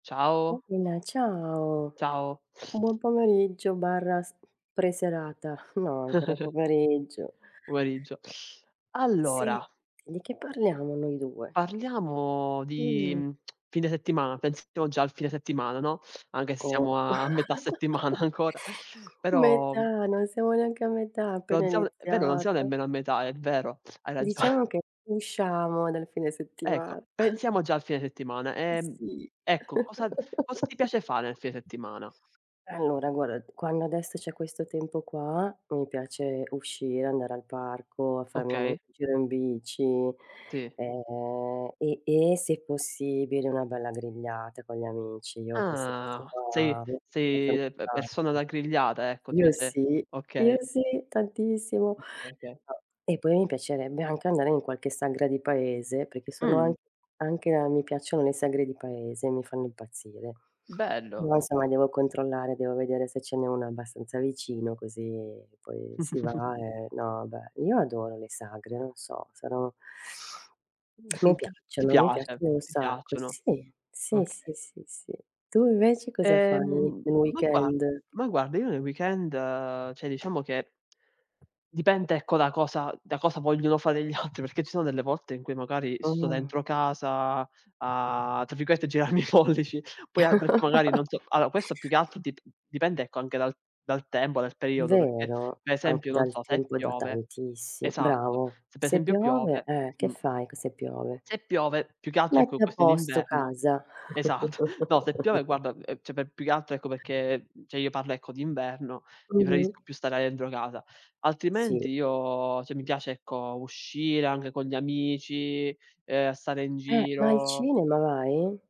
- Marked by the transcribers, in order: tapping; sniff; other background noise; laughing while speaking: "No"; chuckle; tsk; "anche" said as "anghe"; chuckle; laughing while speaking: "settimana ancora"; laughing while speaking: "ragione"; chuckle; laugh; unintelligible speech; unintelligible speech; chuckle; sniff; chuckle; in English: "weekend?"; in English: "weekend"; "cioè" said as "ceh"; "dipende" said as "dipente"; laughing while speaking: "altri"; drawn out: "a"; laughing while speaking: "girarmi i pollici"; chuckle; unintelligible speech; "tempo" said as "tembo"; laughing while speaking: "esatto"; laugh; "cioè" said as "ceh"; "cioè" said as "ceh"; background speech; "dentro" said as "dendro"; "cioè" said as "ceh"; "anche" said as "anghe"
- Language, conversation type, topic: Italian, unstructured, Cosa ti piace fare nei fine settimana?
- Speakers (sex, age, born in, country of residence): female, 50-54, Italy, Italy; male, 20-24, Italy, Italy